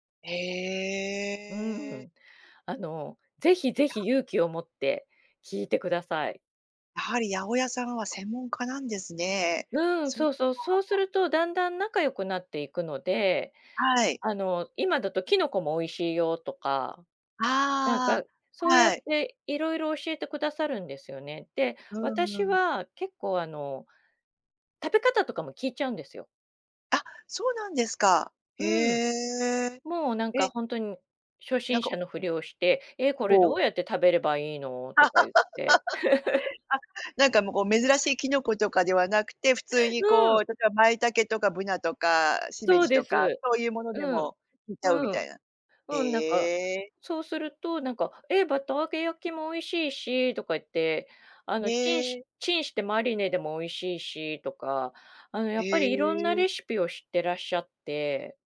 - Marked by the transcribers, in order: laugh
- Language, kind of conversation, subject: Japanese, podcast, 旬の食材をどのように楽しんでいますか？